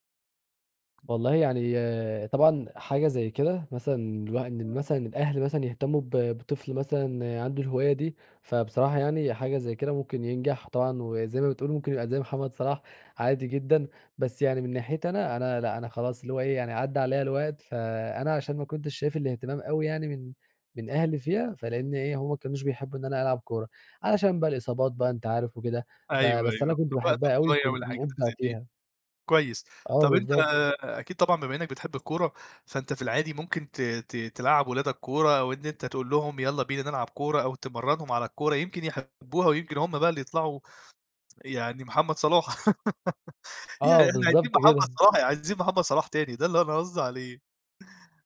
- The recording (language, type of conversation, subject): Arabic, podcast, إيه أكتر هواية إبداعية بتحب تمارسها؟
- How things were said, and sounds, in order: tapping; other background noise; laugh; laughing while speaking: "يعني إحنا عايزين محمد صلاح … أنا قصدي عليه"